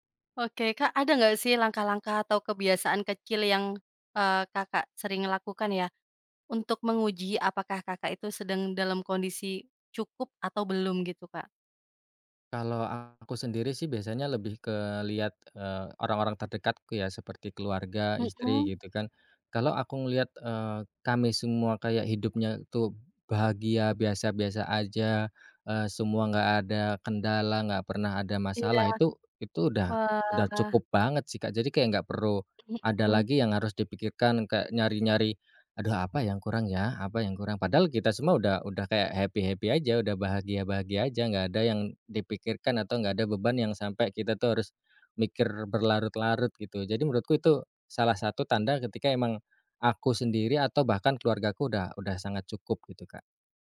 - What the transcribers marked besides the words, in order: tapping; in English: "happy-happy"
- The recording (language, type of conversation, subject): Indonesian, podcast, Bagaimana kamu tahu kalau kamu sudah merasa cukup?